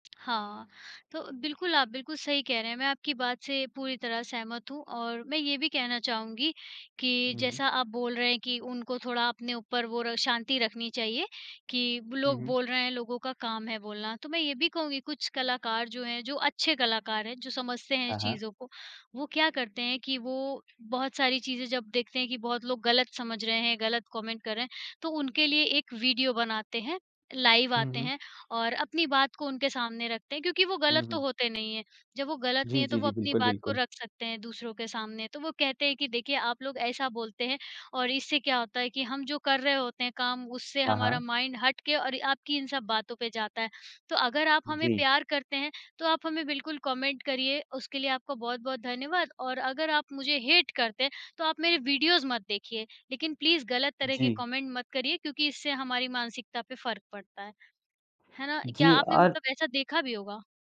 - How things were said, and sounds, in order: tapping; in English: "कॉमेंट"; in English: "माइंड"; in English: "कॉमेंट"; in English: "हेट"; in English: "वीडियोज़"; in English: "प्लीज़"; in English: "कॉमेंट"; other background noise
- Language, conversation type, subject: Hindi, unstructured, क्या सामाजिक मीडिया पर होने वाली ट्रोलिंग ने कलाकारों के मानसिक स्वास्थ्य पर बुरा असर डाला है?